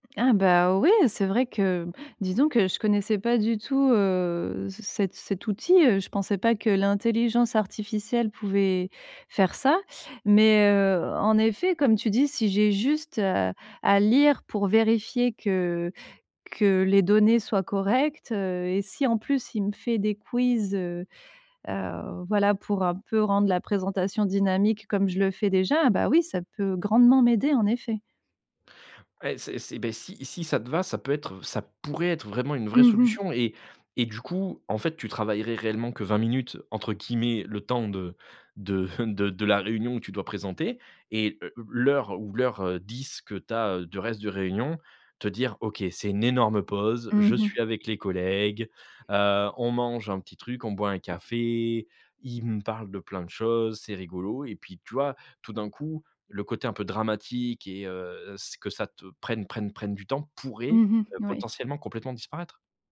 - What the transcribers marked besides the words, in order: tapping; chuckle; stressed: "pourrait"
- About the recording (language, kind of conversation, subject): French, advice, Comment puis-je éviter que des réunions longues et inefficaces ne me prennent tout mon temps ?
- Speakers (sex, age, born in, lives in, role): female, 35-39, France, France, user; male, 35-39, France, France, advisor